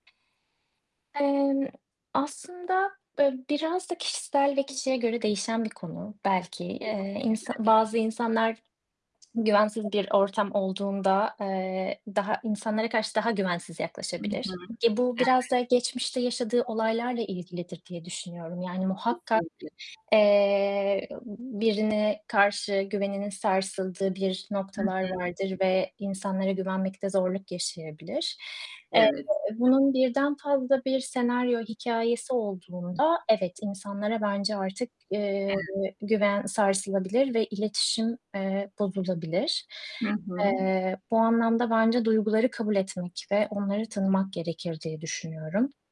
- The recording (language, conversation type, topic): Turkish, unstructured, Güven sarsıldığında iletişim nasıl sürdürülebilir?
- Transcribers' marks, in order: static; tapping; other background noise; unintelligible speech; unintelligible speech; distorted speech